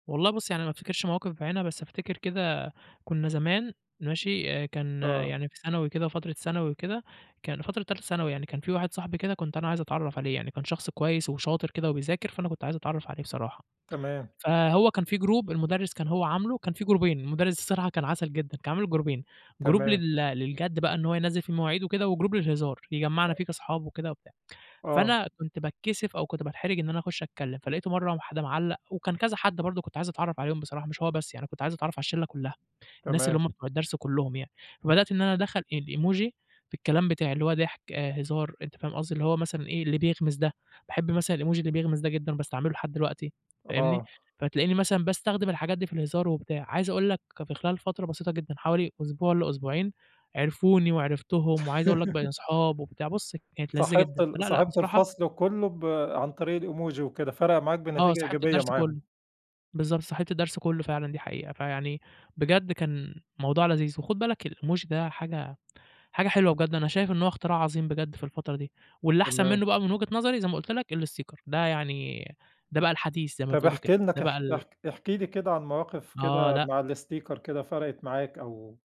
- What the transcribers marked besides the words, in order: in English: "جروب"; in English: "جروبين"; in English: "جروبين، جروب"; in English: "وجروب"; other background noise; tapping; in English: "الإيموجي"; in English: "الإيموجي"; chuckle; in English: "الإيموجي"; in English: "الإيموجي"; in English: "الإستيكر"; in English: "الاستيكر"
- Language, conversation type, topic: Arabic, podcast, إيه رأيك في الإيموجي وإزاي بتستخدمه عادة؟